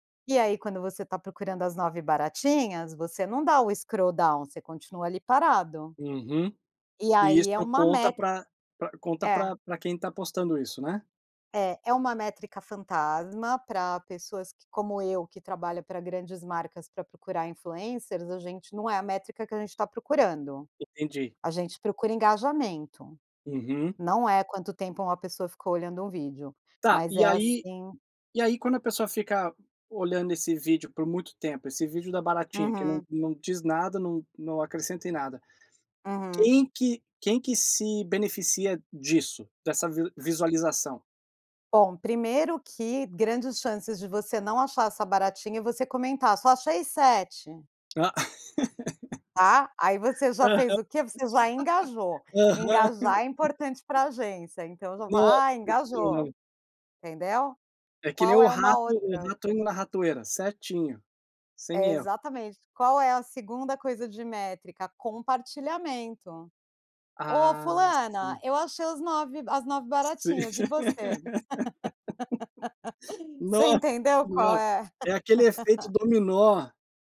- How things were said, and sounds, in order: in English: "scrolldown"; in English: "influencers"; laugh; chuckle; laugh; laugh; laugh
- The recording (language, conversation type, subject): Portuguese, podcast, O que faz um conteúdo viral, na prática?